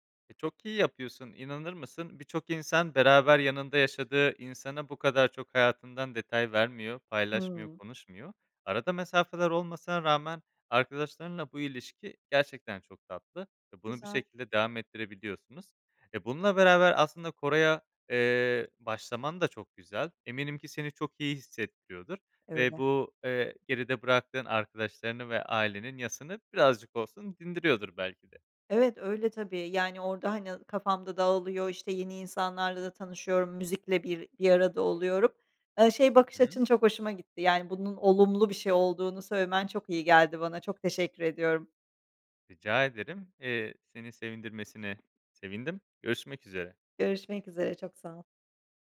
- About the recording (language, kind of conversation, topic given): Turkish, advice, Eski arkadaşlarınızı ve ailenizi geride bırakmanın yasını nasıl tutuyorsunuz?
- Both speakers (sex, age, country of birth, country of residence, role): female, 45-49, Turkey, Netherlands, user; male, 25-29, Turkey, Spain, advisor
- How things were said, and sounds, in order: other background noise; tapping